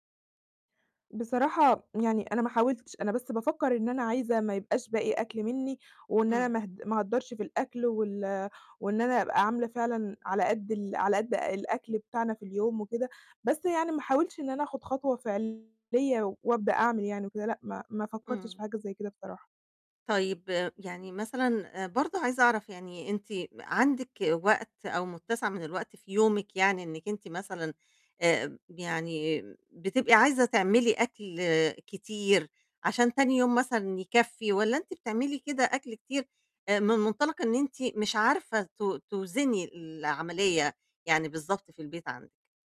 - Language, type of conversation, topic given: Arabic, advice, إزاي أقدر أقلّل هدر الأكل في بيتي بالتخطيط والإبداع؟
- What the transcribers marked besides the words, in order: distorted speech